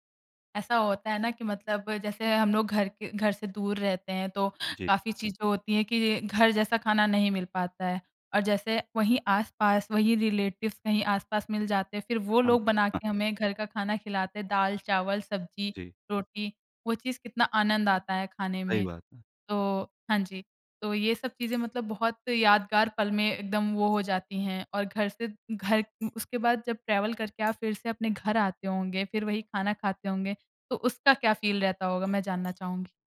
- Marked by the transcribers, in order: in English: "रिलेटिव्स"; tapping; in English: "ट्रैवल"; in English: "फ़ील"
- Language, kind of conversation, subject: Hindi, podcast, आपकी सबसे यादगार स्वाद की खोज कौन सी रही?
- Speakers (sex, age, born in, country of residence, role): female, 20-24, India, India, host; male, 35-39, India, India, guest